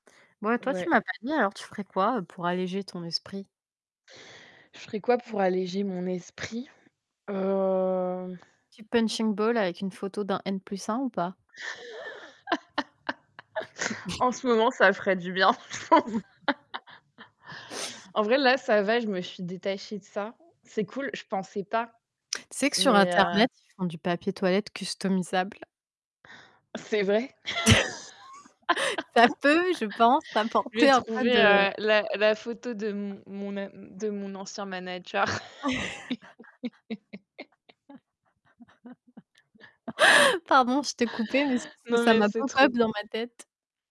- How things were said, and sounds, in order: static; distorted speech; tapping; other background noise; drawn out: "Heu"; laugh; chuckle; chuckle; laugh; laugh; laugh; in English: "pop-up"
- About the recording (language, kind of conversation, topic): French, unstructured, Quel aspect de votre vie aimeriez-vous simplifier pour gagner en sérénité ?